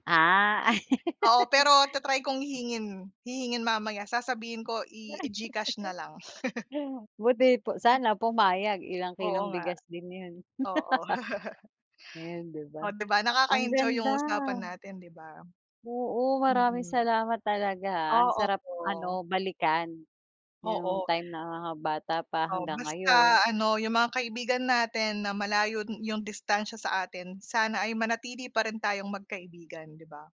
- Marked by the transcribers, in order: laugh; chuckle; laugh; chuckle
- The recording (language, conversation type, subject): Filipino, unstructured, Paano mo pinananatili ang pagkakaibigan kahit magkalayo kayo?